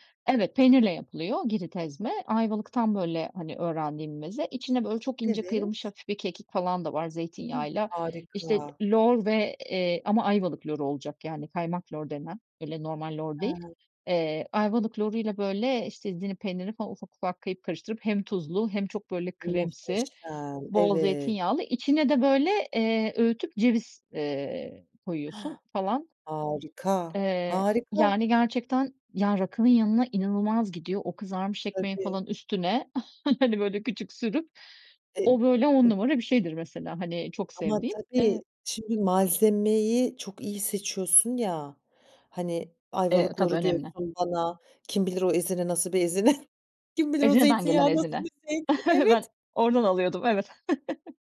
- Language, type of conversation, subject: Turkish, podcast, Bir yemeği arkadaşlarla paylaşırken en çok neyi önemsersin?
- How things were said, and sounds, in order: other noise; surprised: "harika"; chuckle; chuckle; laughing while speaking: "Kim bilir o zeytinyağı, nasıl bir zeytin? Evet!"; chuckle; chuckle